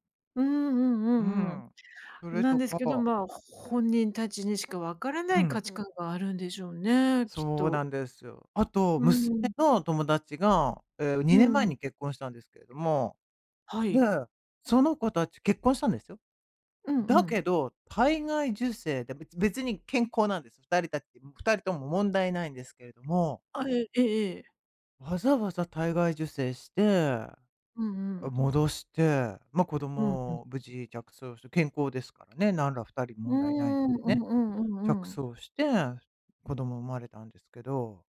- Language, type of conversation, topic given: Japanese, advice, 将来の結婚や子どもに関する価値観の違いで、進路が合わないときはどうすればよいですか？
- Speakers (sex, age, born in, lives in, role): female, 50-54, Japan, Japan, advisor; female, 55-59, Japan, United States, user
- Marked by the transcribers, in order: none